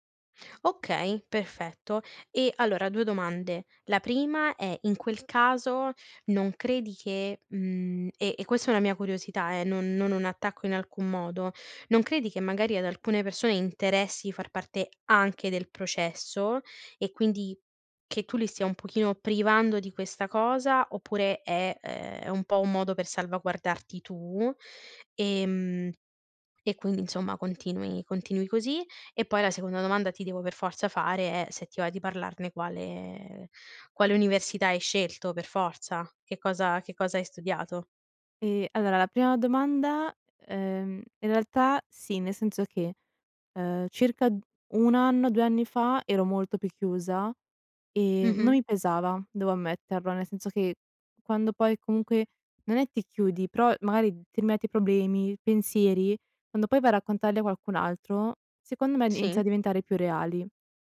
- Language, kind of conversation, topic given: Italian, podcast, Come si costruisce la fiducia necessaria per parlare apertamente?
- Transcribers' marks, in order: other background noise